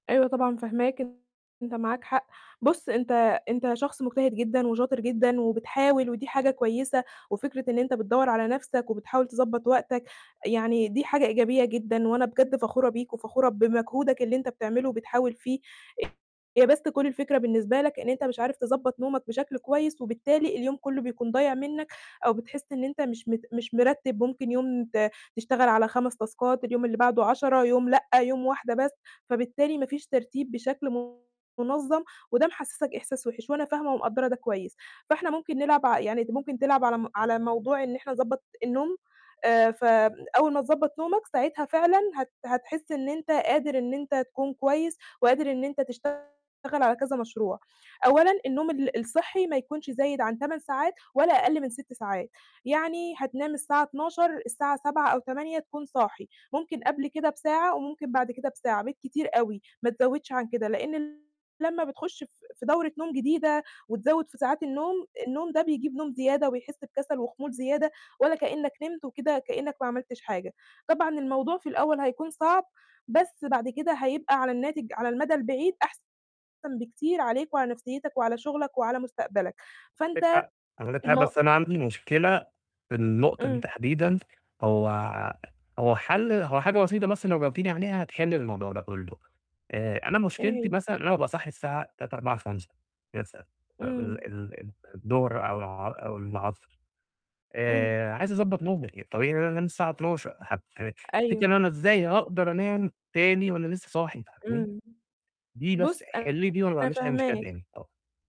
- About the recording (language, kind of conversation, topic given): Arabic, advice, إزاي أعمل روتين لتجميع المهام عشان يوفّرلي وقت؟
- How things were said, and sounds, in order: distorted speech; other background noise; in English: "تاسكات"; unintelligible speech; tapping; unintelligible speech